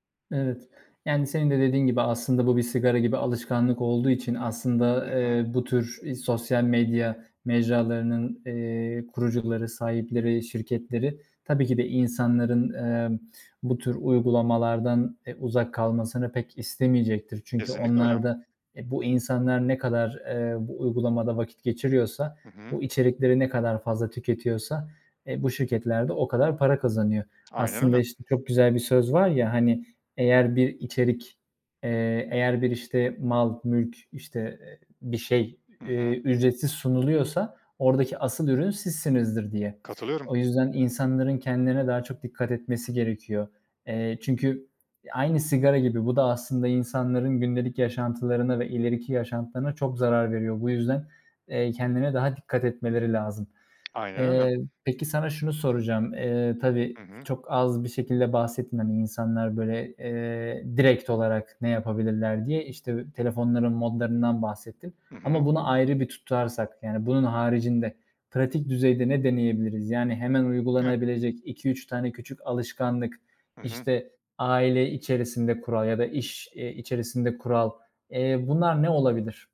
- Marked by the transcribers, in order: none
- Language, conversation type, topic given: Turkish, podcast, Teknoloji kullanımı dengemizi nasıl bozuyor?